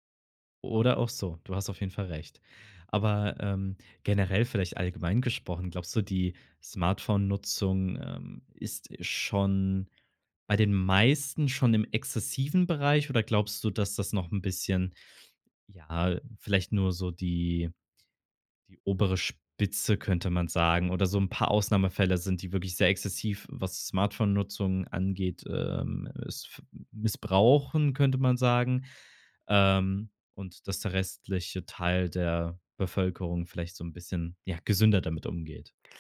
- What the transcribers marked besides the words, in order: none
- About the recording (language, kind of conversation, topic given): German, podcast, Wie ziehst du persönlich Grenzen bei der Smartphone-Nutzung?